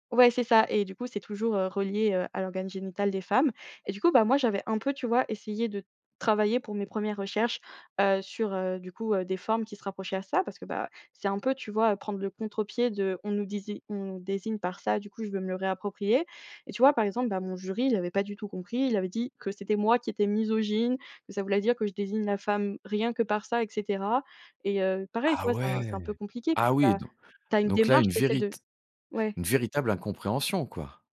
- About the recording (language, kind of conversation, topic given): French, podcast, Peux-tu me parler d’un projet créatif qui t’a vraiment marqué ?
- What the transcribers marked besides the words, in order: surprised: "Ah ouais !"